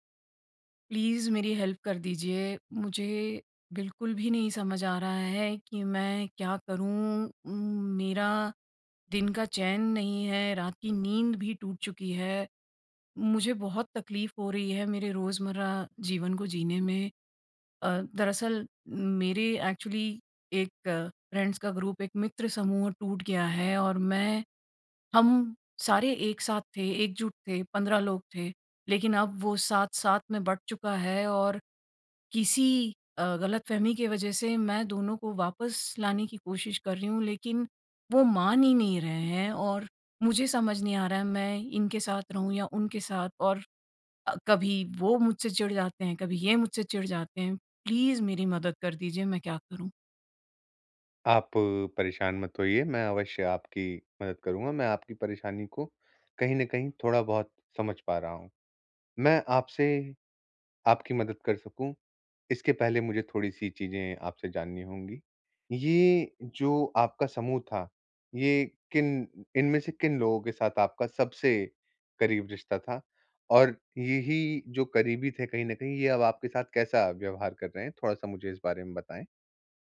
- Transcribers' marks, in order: in English: "प्लीज"; in English: "हेल्प"; in English: "एक्चुअली"; in English: "फ्रेंड्स"; in English: "ग्रुप"; in English: "प्लीज"
- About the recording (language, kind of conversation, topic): Hindi, advice, ब्रेकअप के बाद मित्र समूह में मुझे किसका साथ देना चाहिए?